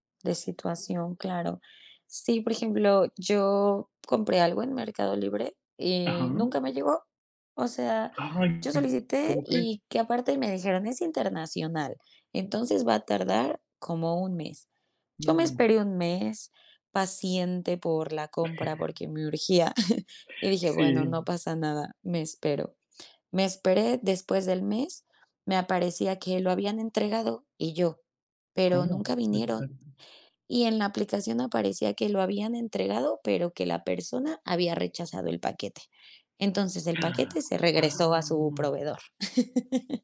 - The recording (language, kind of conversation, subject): Spanish, podcast, ¿Qué opinas sobre comprar por internet hoy en día?
- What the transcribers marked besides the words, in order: other noise; chuckle; unintelligible speech; gasp; other background noise; laugh